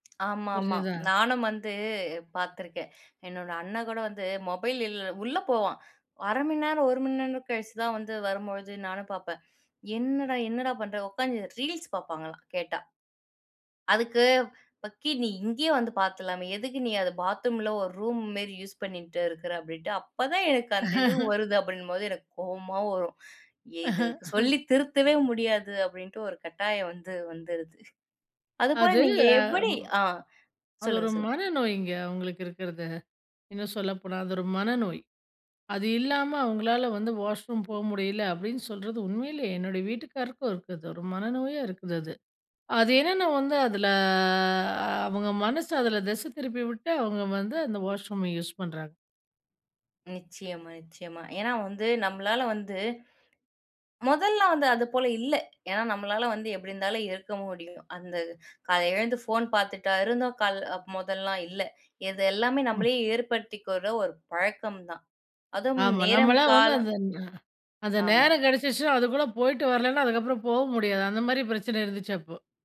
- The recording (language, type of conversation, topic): Tamil, podcast, திரை நேரத்தை குறைக்க நீங்கள் பயன்படுத்தும் வழிமுறைகள் என்ன?
- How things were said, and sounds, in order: tapping; drawn out: "வந்து"; in English: "ரீல்ஸ்"; "மாரி" said as "மேரி"; laugh; laugh; in English: "வாஷ் ரூம்"; other background noise; drawn out: "அதில"; in English: "வாஷ்ரூம"